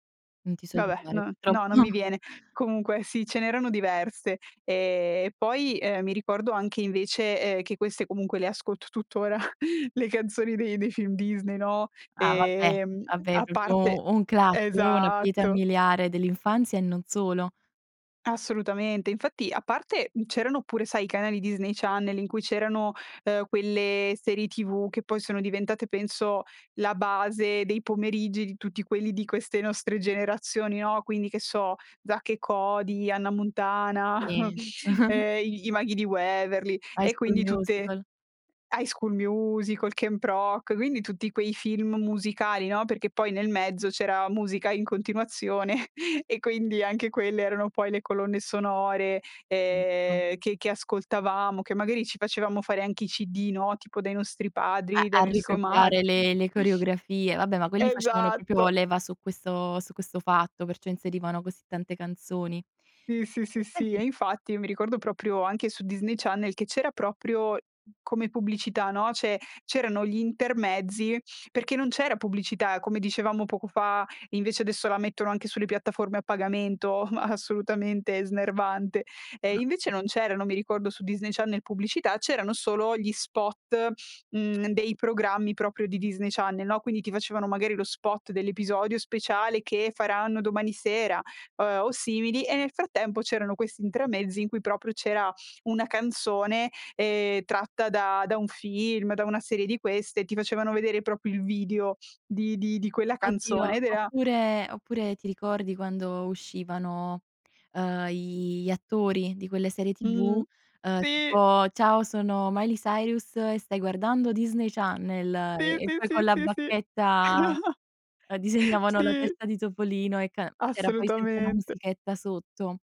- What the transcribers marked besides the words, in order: laughing while speaking: "purtroppo"; chuckle; laughing while speaking: "le canzoni dei dei film Disney, no"; "vabbè" said as "abbè"; "proprio" said as "propio"; "proprio" said as "propio"; chuckle; chuckle; laughing while speaking: "anche quelle erano poi"; unintelligible speech; "nostre" said as "nosse"; laughing while speaking: "madri. Esatto!"; chuckle; "proprio" said as "propio"; tapping; "cioè" said as "ceh"; chuckle; unintelligible speech; "proprio" said as "propio"; put-on voice: "Ciao sono Miley Cyrus, e stai guardando Disney Channel!"; laughing while speaking: "Sì!"; laughing while speaking: "Sì, sì, sì, sì, sì! Sì!"; other background noise; laugh
- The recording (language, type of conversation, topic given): Italian, podcast, Qual è la colonna sonora della tua infanzia?